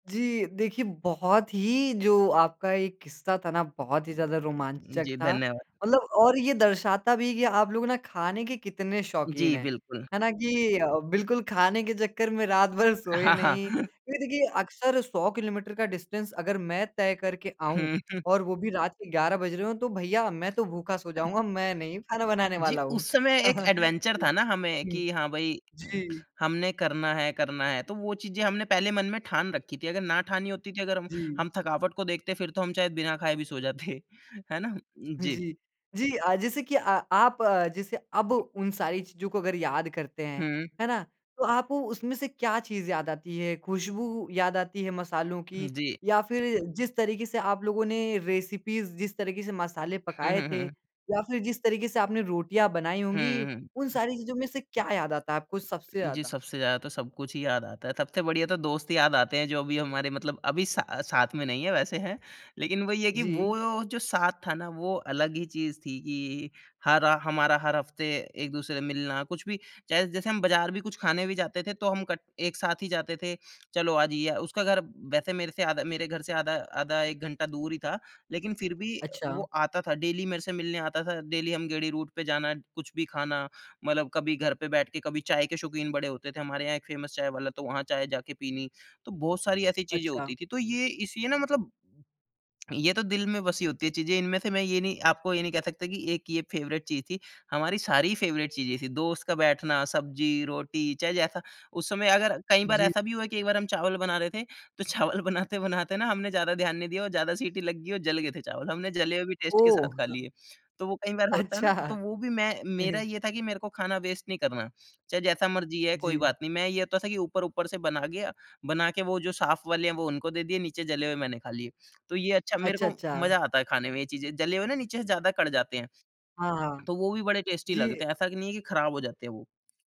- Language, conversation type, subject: Hindi, podcast, खाना बनाते समय आपको कौन-सी याद सबसे ज़्यादा खुश कर देती है?
- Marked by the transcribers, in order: in English: "डिस्टेंस"; other noise; in English: "एडवेंचर"; chuckle; chuckle; in English: "रेसिपीज़"; in English: "डेली"; in English: "डेली"; in English: "रूट"; in English: "फ़ेमस"; tapping; in English: "फ़ेवरेट"; in English: "फ़ेवरेट"; laughing while speaking: "तो चावल बनाते-बनाते"; in English: "टेस्ट"; laughing while speaking: "अच्छा"; in English: "वेस्ट"; chuckle; in English: "टेस्टी"